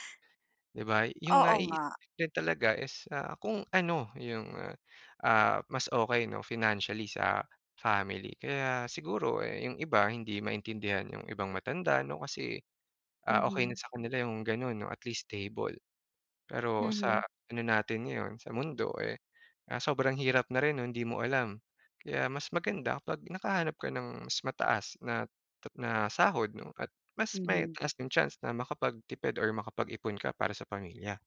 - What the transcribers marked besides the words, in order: none
- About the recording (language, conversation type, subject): Filipino, podcast, Ano ang mga palatandaan na kailangan mo nang magpalit ng trabaho?